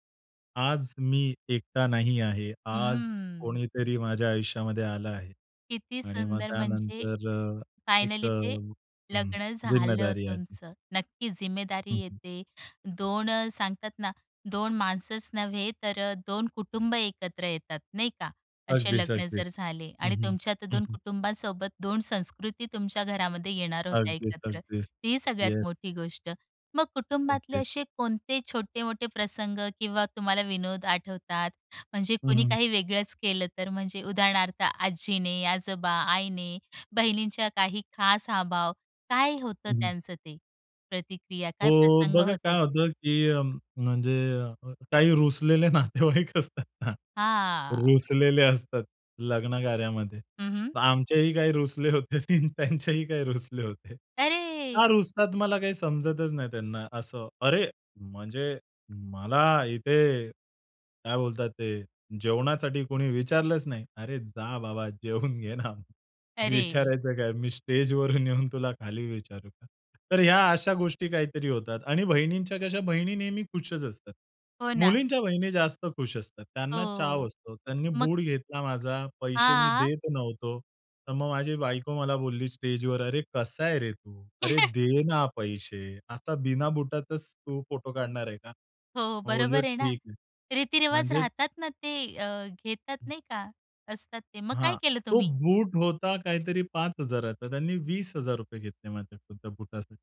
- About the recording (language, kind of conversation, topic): Marathi, podcast, लग्नाच्या दिवशीची आठवण सांगशील का?
- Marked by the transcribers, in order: other background noise; tapping; laughing while speaking: "रुसलेले नातेवाईक असतात ना"; laughing while speaking: "होते. ती त्यांचेही काही रुसले होते"; put-on voice: "मला इथे काय बोलतात ते जेवणासाठी कोणी विचारलंच नाही"; laughing while speaking: "जेवून घे ना. विचारायचं काय? मी स्टेजवरून येऊन"; chuckle